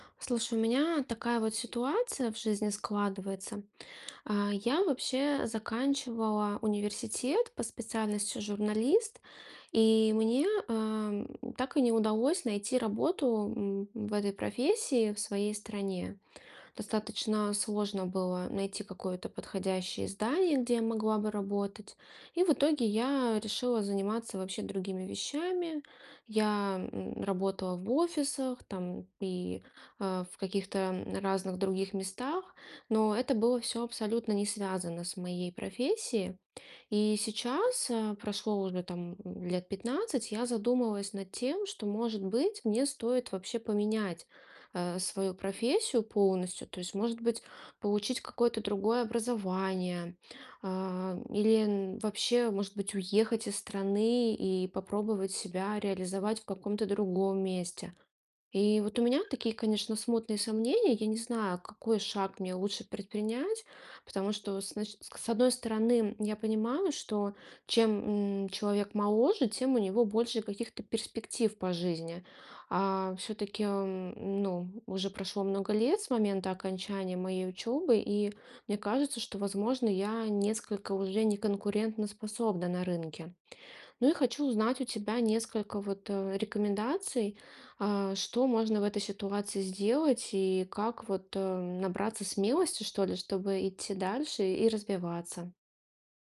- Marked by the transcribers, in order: tapping
- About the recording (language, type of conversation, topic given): Russian, advice, Как вы планируете сменить карьеру или профессию в зрелом возрасте?